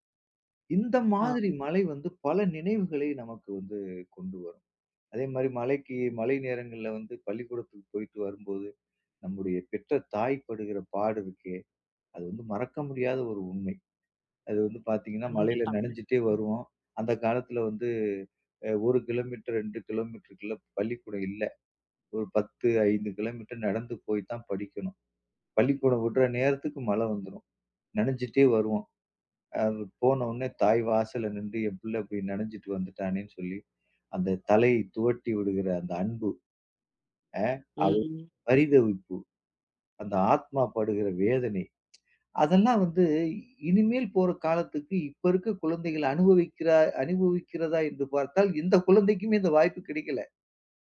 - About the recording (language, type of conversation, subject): Tamil, podcast, மழை பூமியைத் தழுவும் போது உங்களுக்கு எந்த நினைவுகள் எழுகின்றன?
- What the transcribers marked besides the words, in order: other background noise; "நின்று" said as "நின்டு"; unintelligible speech; tsk